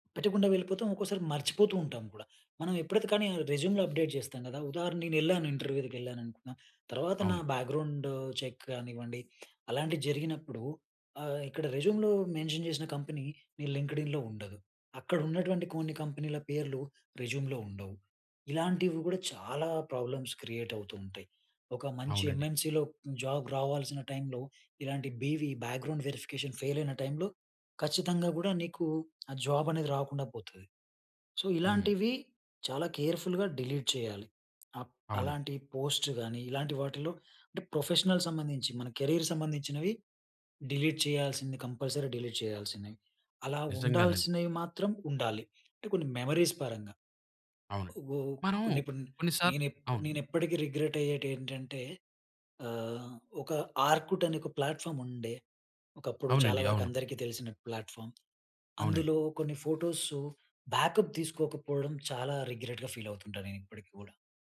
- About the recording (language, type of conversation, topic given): Telugu, podcast, పాత పోస్టులను తొలగించాలా లేదా దాచివేయాలా అనే విషయంలో మీ అభిప్రాయం ఏమిటి?
- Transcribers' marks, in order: in English: "రెజ్యూమ్‌లో అప్డేట్"; in English: "ఇంటర్వ్యూలకి"; in English: "చెక్"; tapping; in English: "రెజ్యూమ్‌లో మెన్షన్"; in English: "కంపెనీ"; in English: "లింక్డ్ఇన్‌లో"; in English: "రెజ్యూమ్‌లో"; in English: "ప్రాబ్లమ్స్ క్రియేట్"; in English: "ఎమ్‌ఎన్‌సి‌లో జాబ్"; in English: "టైమ్‌లో"; in English: "బివి, బ్యాక్గ్రౌండ్ వెరిఫికేషన్ ఫెయిల్"; in English: "టైమ్‌లో"; in English: "జాబ్"; in English: "సో"; in English: "కేర్‌ఫుల్‌గా డిలీట్"; in English: "పోస్ట్"; in English: "ప్రొఫెషనల్"; in English: "కెరియర్"; in English: "డిలీట్"; in English: "కంపల్సరీ డిలీట్"; in English: "మెమరీస్"; in English: "రిగ్రెట్"; in English: "ఆర్కుట్"; in English: "ప్లాట్ఫార్మ్"; in English: "ప్లాట్ఫామ్"; in English: "బ్యాకప్"; in English: "రిగ్రెట్‌గా ఫీల్"